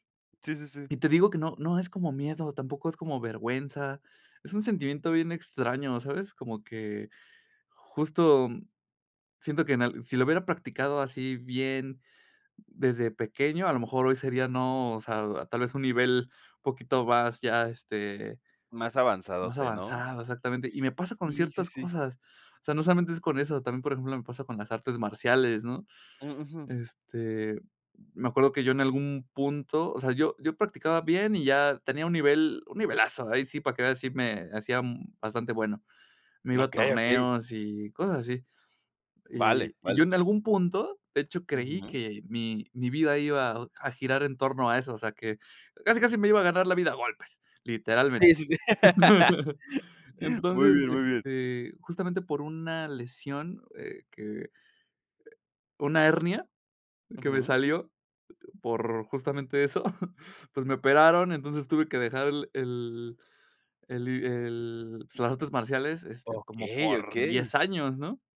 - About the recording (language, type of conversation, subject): Spanish, podcast, ¿Te preocupa no ser tan bueno como antes cuando retomas algo?
- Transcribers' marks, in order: tapping; laugh; chuckle; chuckle